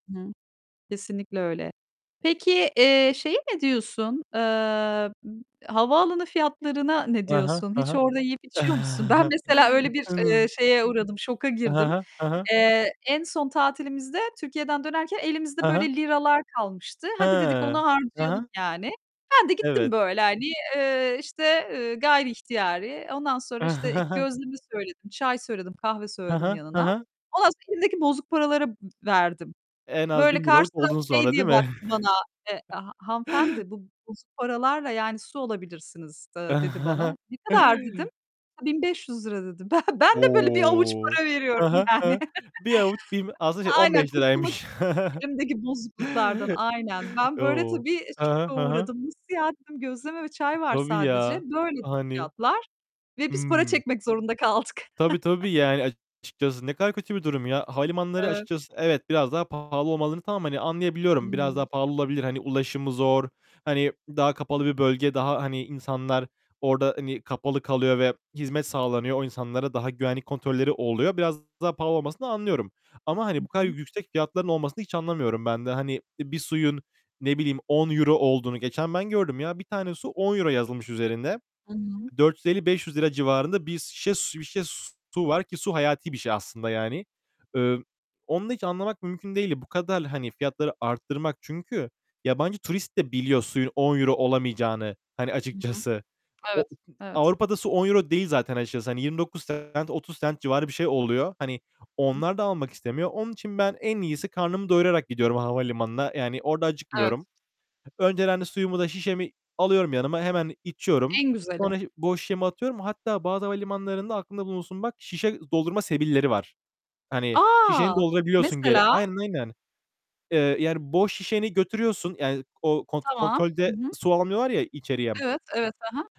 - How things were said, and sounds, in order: distorted speech; chuckle; other background noise; chuckle; chuckle; chuckle; laughing while speaking: "Ben ben de böyle bir avuç para veriyorum, yani"; chuckle; chuckle; chuckle; "şişe" said as "sişe"
- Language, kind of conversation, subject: Turkish, unstructured, Turistik bölgelerde fiyatların çok yüksek olması hakkında ne düşünüyorsun?